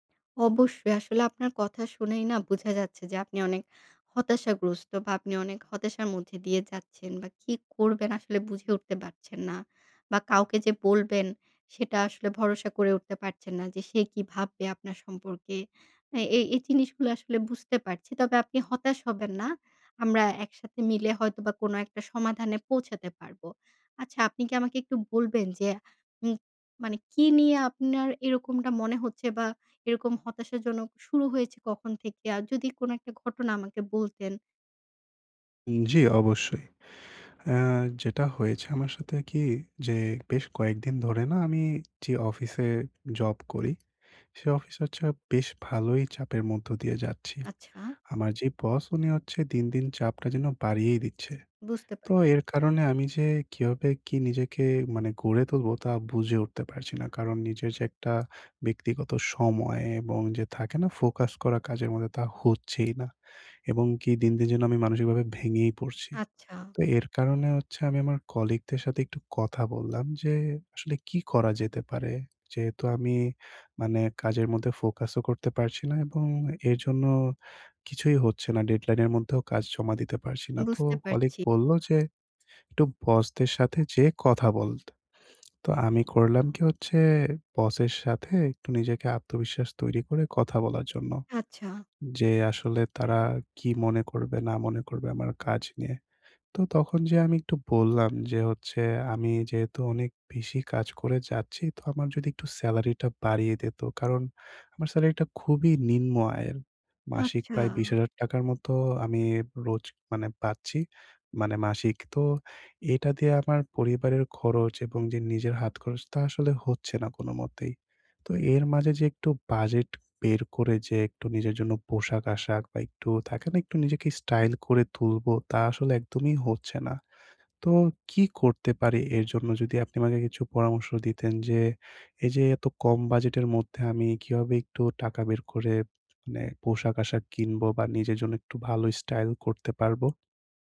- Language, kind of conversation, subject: Bengali, advice, বাজেটের মধ্যে ভালো মানের পোশাক কোথায় এবং কীভাবে পাব?
- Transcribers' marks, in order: tapping